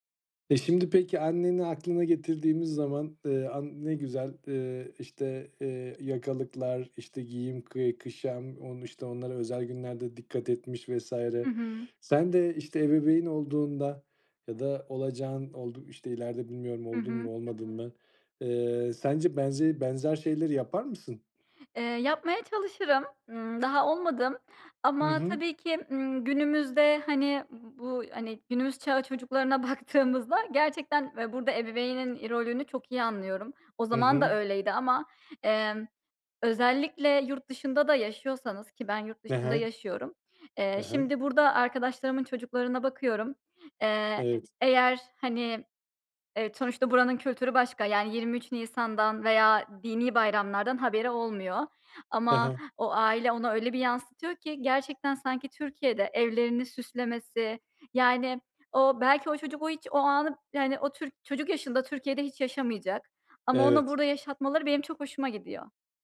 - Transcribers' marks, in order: "kuşam" said as "kışam"; laughing while speaking: "baktığımızda"
- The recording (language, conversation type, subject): Turkish, podcast, Bayramlarda ya da kutlamalarda seni en çok etkileyen gelenek hangisi?